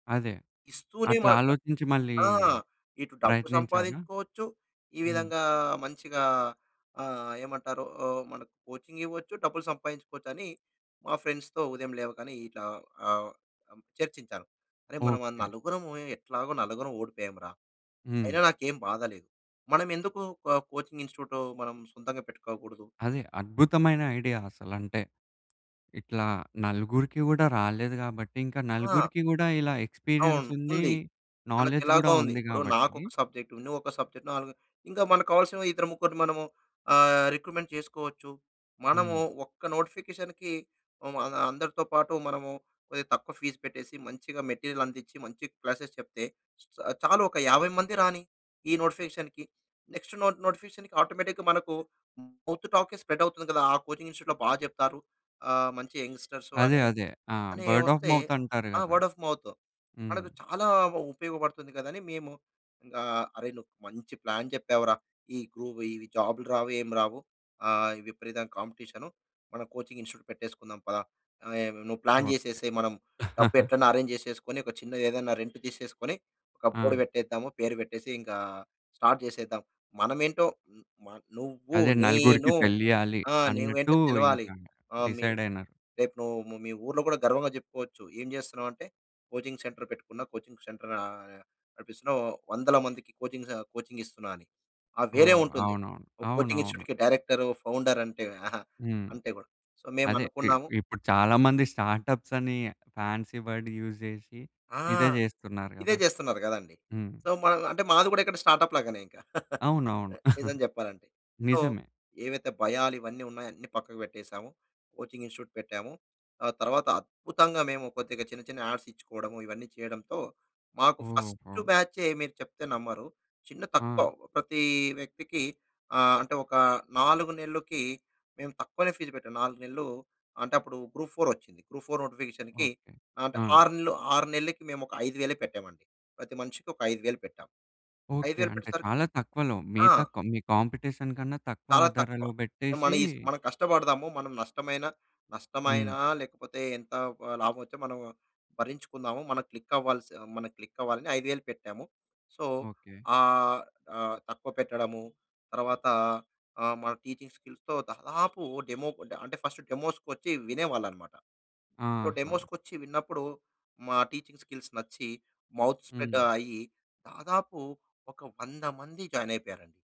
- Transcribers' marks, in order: in English: "కోచింగ్"; in English: "ఫ్రెండ్స్‌తో"; in English: "కో కోచింగ్ ఇన్‌స్టిట్యూట్"; in English: "ఐడియా"; tapping; in English: "ఎక్స్‌పీరియన్స్"; in English: "నోలెడ్జ్"; in English: "సబ్జెక్ట్"; in English: "సబ్జెక్ట్"; in English: "రిక్రూట్మెంట్"; in English: "నోటిఫికేషన్‌కి"; in English: "ఫీజ్"; in English: "మెటీరియల్"; in English: "క్లాసెస్"; other background noise; in English: "నోటిఫికేషన్‌కి. నెక్స్ట్"; in English: "నోటిఫికేషన్‌కి ఆటోమేటిక్‌గా"; in English: "మౌత్"; in English: "స్ప్రెడ్"; in English: "కోచింగ్ ఇన్‌స్టిట్యూట్‌లో"; in English: "బర్డ్ ఆఫ్ మౌత్"; in English: "వర్డ్ ఆఫ్ మౌత్"; in English: "ప్లాన్"; in English: "కోచింగ్ ఇన్‌స్టిట్యూట్"; in English: "ప్లాన్"; chuckle; in English: "అరేంజ్"; in English: "రెంట్"; in English: "బోర్డ్"; in English: "స్టార్ట్"; in English: "కోచింగ్ సెంటర్"; in English: "కోచింగ్ సెంటర్"; in English: "కోచింగ్"; in English: "కోచింగ్"; in English: "కోచింగ్ ఇన్‌స్టిట్యూట్‌కి"; in English: "ఫౌండర్"; in English: "సో"; in English: "స్టార్‌టప్స్"; in English: "ఫాన్సీ వర్డ్ యూజ్"; in English: "సో"; in English: "స్టార్ట్ అప్"; chuckle; in English: "సో"; chuckle; in English: "కోచింగ్ ఇన్‌స్టిట్యూట్"; in English: "యాడ్స్"; in English: "ఫస్ట్"; in English: "ఫీజ్"; in English: "నోటిఫికేషన్‌కి"; in English: "కాంపిటీషన్"; in English: "క్లిక్"; in English: "క్లిక్"; in English: "సో"; in English: "టీచింగ్ స్కిల్స్‌తో"; horn; in English: "డెమో"; in English: "ఫస్ట్ డెమోస్‌కొచ్చి"; in English: "సొ, డెమోస్‌కొచ్చి"; in English: "టీచింగ్ స్కిల్స్"; in English: "మౌత్ స్ప్రెడ్"; in English: "జాయిన్"
- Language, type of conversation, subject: Telugu, podcast, మీరు మీలోని నిజమైన స్వరూపాన్ని ఎలా గుర్తించారు?